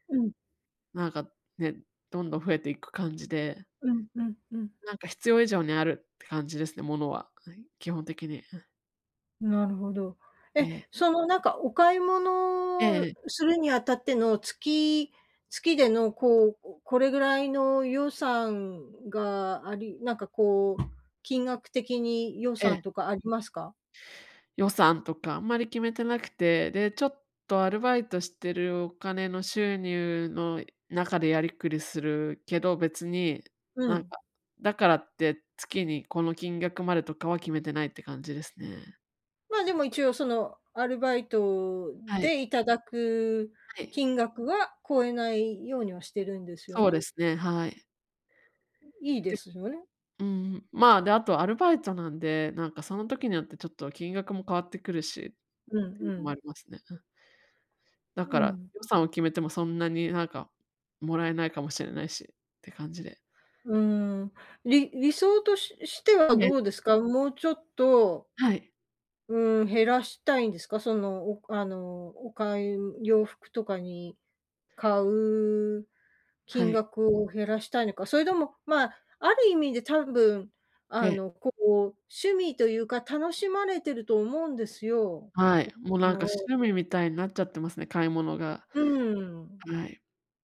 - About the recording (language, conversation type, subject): Japanese, advice, 衝動買いを減らすための習慣はどう作ればよいですか？
- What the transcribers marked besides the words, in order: tapping; other background noise